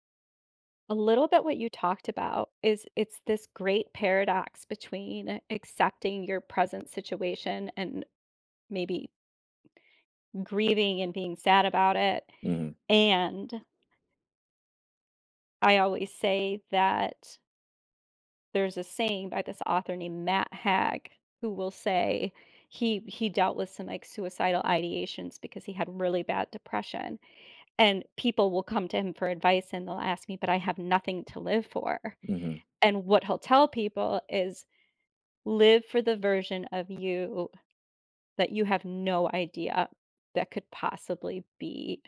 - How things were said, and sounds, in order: tapping; "Hag" said as "Haig"
- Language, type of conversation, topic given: English, unstructured, How can I stay hopeful after illness or injury?
- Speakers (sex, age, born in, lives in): female, 50-54, United States, United States; male, 20-24, United States, United States